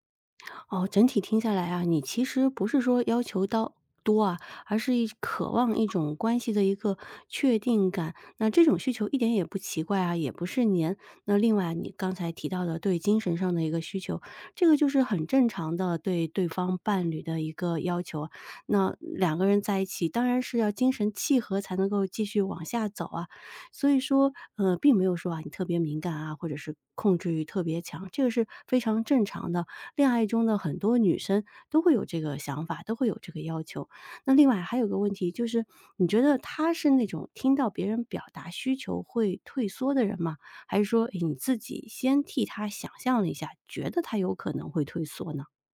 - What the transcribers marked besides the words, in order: other background noise
- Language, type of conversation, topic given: Chinese, advice, 我该如何表达我希望关系更亲密的需求，又不那么害怕被对方拒绝？